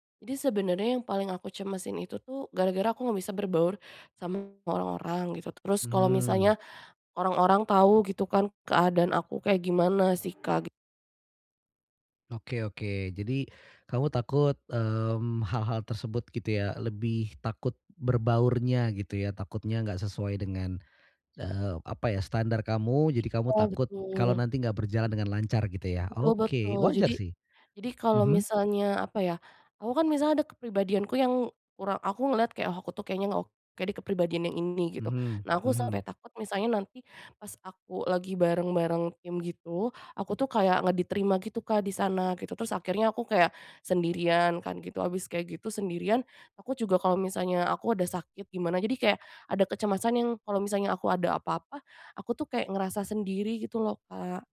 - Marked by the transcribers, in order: horn
- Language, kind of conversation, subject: Indonesian, advice, Bagaimana cara mengatasi rasa cemas saat bepergian sendirian?